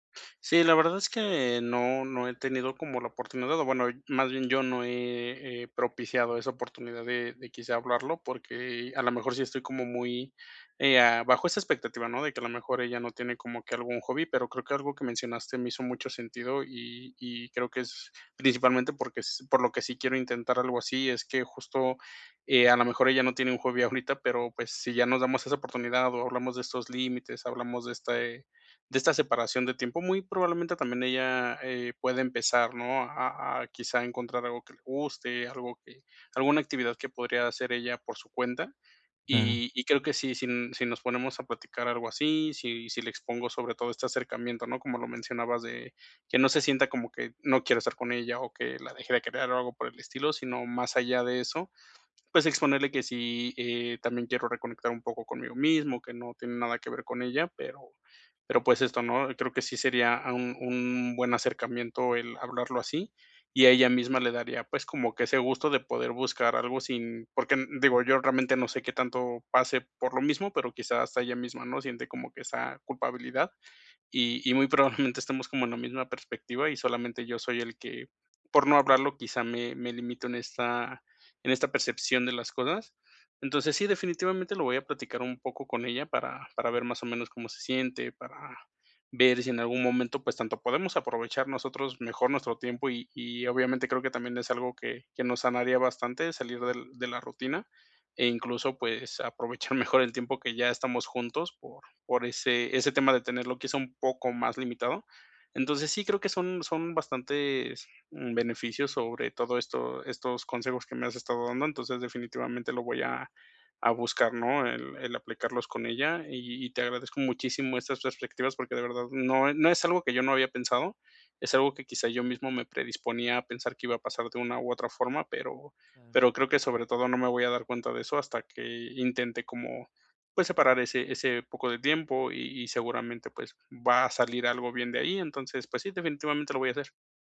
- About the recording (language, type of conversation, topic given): Spanish, advice, ¿Cómo puedo equilibrar mi independencia con la cercanía en una relación?
- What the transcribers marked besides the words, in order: other background noise; tapping; laughing while speaking: "aprovechar mejor"